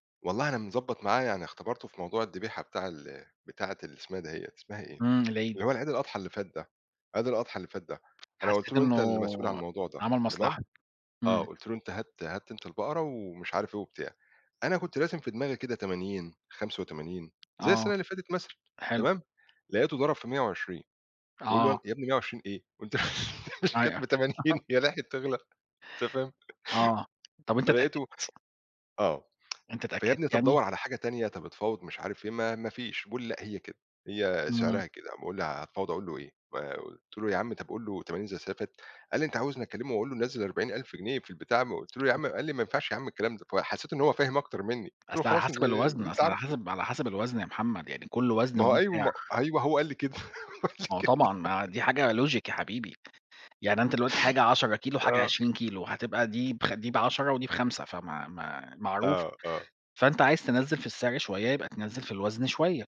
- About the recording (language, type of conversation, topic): Arabic, unstructured, هل جرّبت تساوم على سعر حاجة ونجحت؟ كان إحساسك إيه؟
- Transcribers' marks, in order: tapping; laughing while speaking: "وأن مش كانت بتمانين، هي لحقت تغلى؟ أنت فاهم؟"; chuckle; tsk; unintelligible speech; laugh; laughing while speaking: "قال لي كده"; in English: "logic"